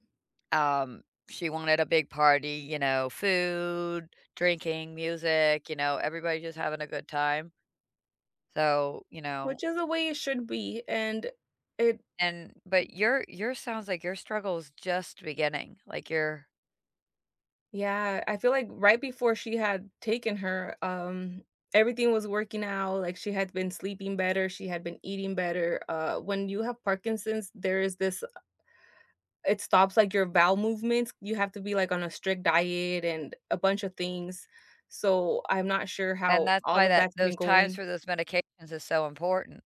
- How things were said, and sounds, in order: drawn out: "food"; other background noise; tapping
- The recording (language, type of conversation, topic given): English, unstructured, How are you really feeling this week—what has been weighing on you, what has given you hope, and how can I support you?